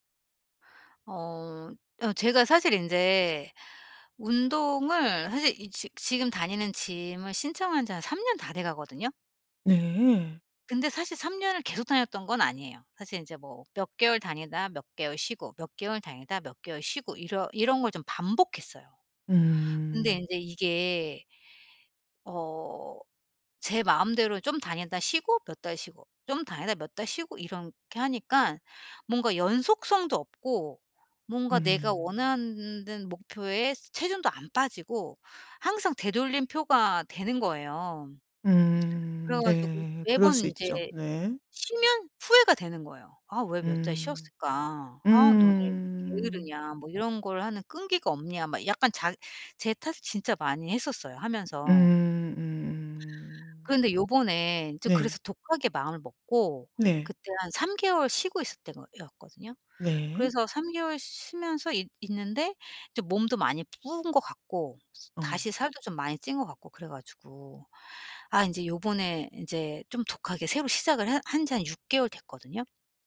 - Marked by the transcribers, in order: in English: "짐을"; other background noise; lip smack
- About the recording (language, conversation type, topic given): Korean, advice, 꾸준히 운동하고 싶지만 힘들 땐 쉬어도 될지 어떻게 결정해야 하나요?